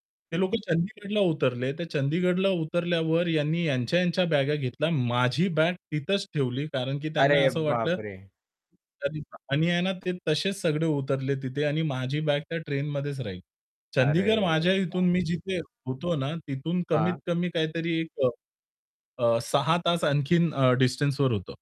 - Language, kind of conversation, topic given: Marathi, podcast, सामान हरवल्यावर तुम्हाला काय अनुभव आला?
- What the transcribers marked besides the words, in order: distorted speech; other background noise; unintelligible speech; static